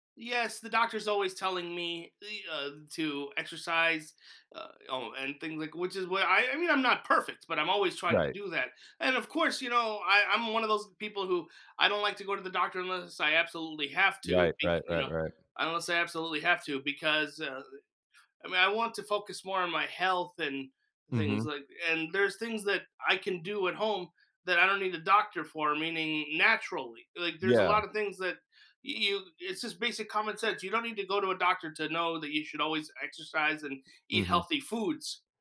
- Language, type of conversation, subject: English, unstructured, What helps you maintain healthy habits and motivation each day?
- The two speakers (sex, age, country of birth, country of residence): male, 30-34, United States, United States; male, 40-44, United States, United States
- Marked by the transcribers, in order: other background noise